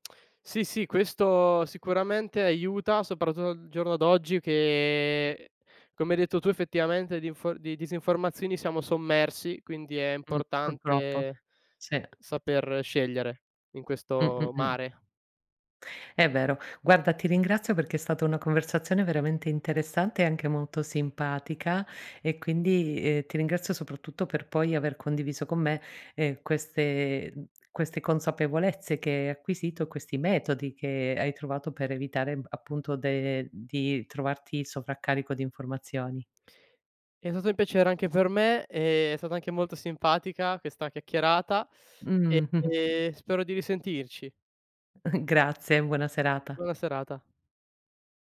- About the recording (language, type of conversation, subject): Italian, podcast, Come affronti il sovraccarico di informazioni quando devi scegliere?
- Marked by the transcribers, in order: tsk; giggle; giggle